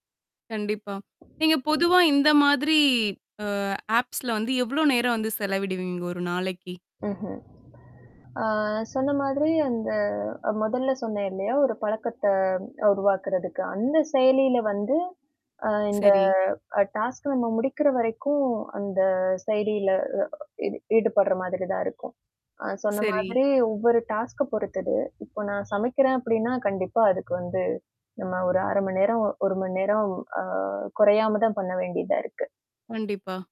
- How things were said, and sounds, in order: tapping; in English: "ஆப்ஸ்ல"; static; other noise; in English: "டாஸ்க்"; horn; in English: "டாஸ்க்க"
- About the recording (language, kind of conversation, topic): Tamil, podcast, உங்களுக்கு அதிகம் உதவிய உற்பத்தித் திறன் செயலிகள் எவை என்று சொல்ல முடியுமா?